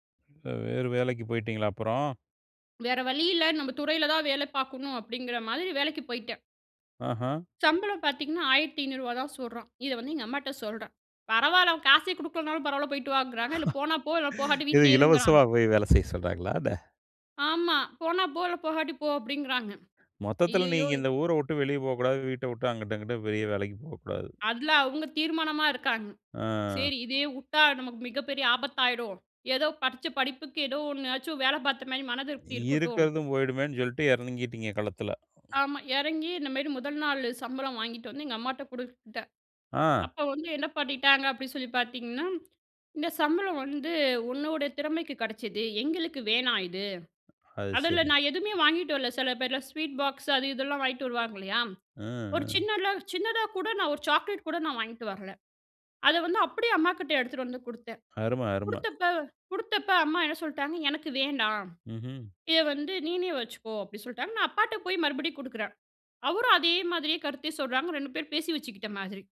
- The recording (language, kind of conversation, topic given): Tamil, podcast, முதலாம் சம்பளம் வாங்கிய நாள் நினைவுகளைப் பற்றி சொல்ல முடியுமா?
- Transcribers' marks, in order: laugh; laughing while speaking: "இது இலவசமா போய் வேலை செய்ய சொல்லுறாங்களா என்ன?"; drawn out: "ஆ"; other background noise; "நீயே" said as "நீனே"